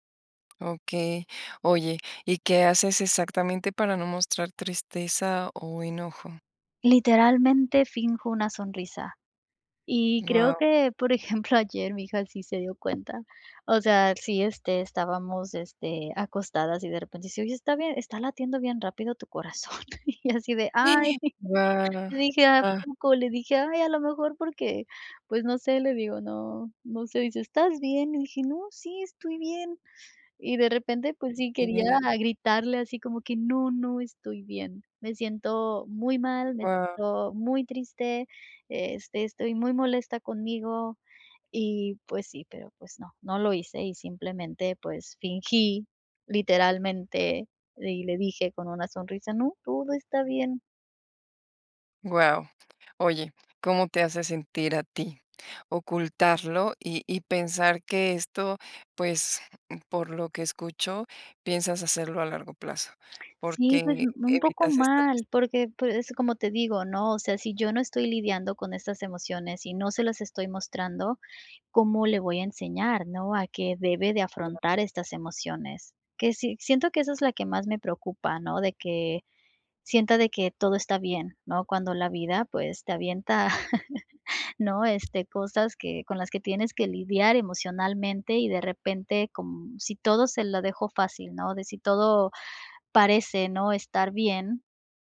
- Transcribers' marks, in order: other background noise; laughing while speaking: "por ejemplo"; other noise; gasp; laugh; laughing while speaking: "Ay"; unintelligible speech; laugh
- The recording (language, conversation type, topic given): Spanish, advice, ¿Cómo evitas mostrar tristeza o enojo para proteger a los demás?